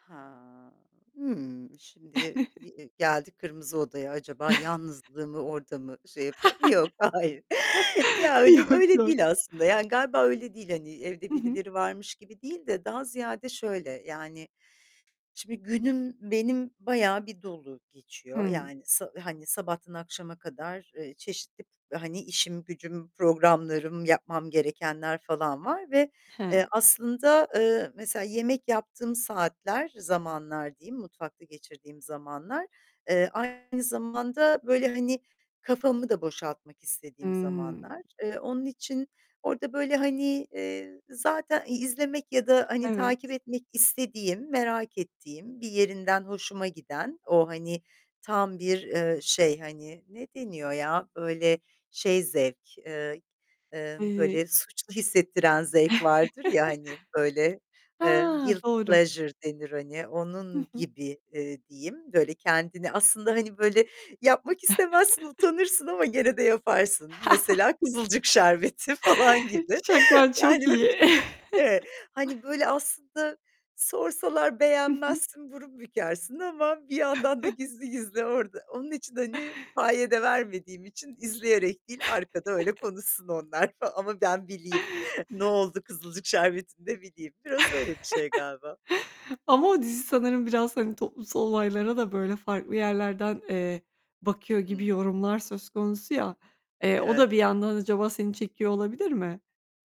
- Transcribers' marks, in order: chuckle; chuckle; laughing while speaking: "Yok"; laughing while speaking: "hayır"; tapping; static; distorted speech; other background noise; chuckle; in English: "guilty pleasure"; chuckle; chuckle; laughing while speaking: "falan gibi"; chuckle; chuckle; chuckle; chuckle; chuckle
- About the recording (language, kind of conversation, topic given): Turkish, podcast, Dinleme alışkanlıklarını anlatır mısın?